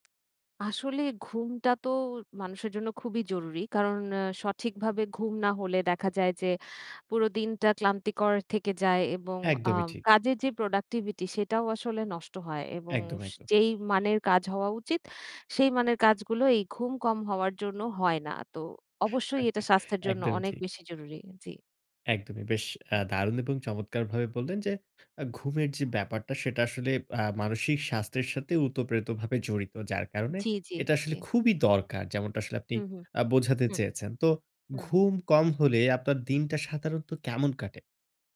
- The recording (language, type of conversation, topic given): Bengali, podcast, ঘুমের অভ্যাস আপনার মানসিক স্বাস্থ্যে কীভাবে প্রভাব ফেলে, আর এ বিষয়ে আপনার অভিজ্ঞতা কী?
- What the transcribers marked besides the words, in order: tapping; other background noise; chuckle